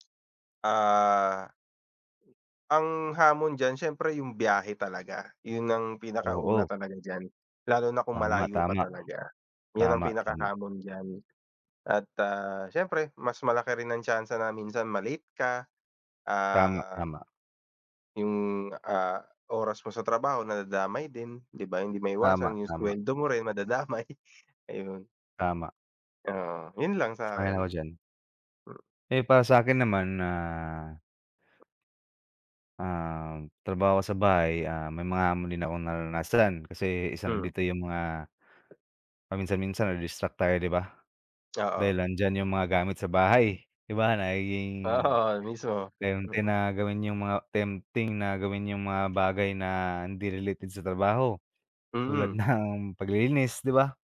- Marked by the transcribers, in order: drawn out: "Ah"; giggle; tapping; laughing while speaking: "Oo"; laughing while speaking: "ng"
- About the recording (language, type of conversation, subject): Filipino, unstructured, Mas pipiliin mo bang magtrabaho sa opisina o sa bahay?